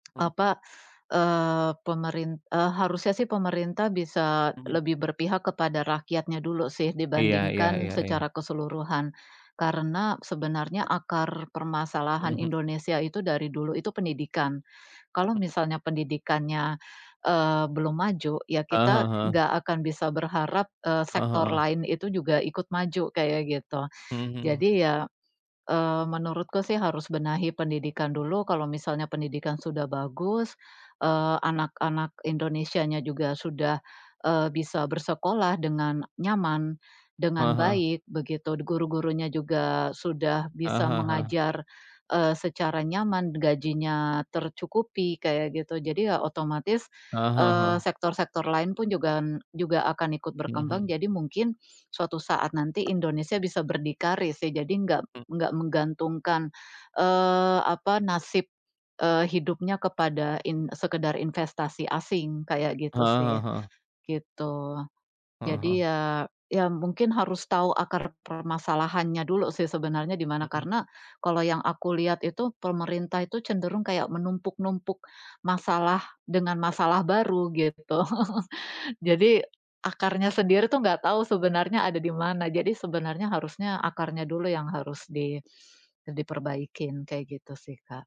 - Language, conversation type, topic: Indonesian, unstructured, Apakah kamu merasa kebijakan pemerintah selalu lebih berpihak pada kepentingan pihak-pihak besar?
- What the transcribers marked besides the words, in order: tsk; teeth sucking; alarm; other background noise; tapping; chuckle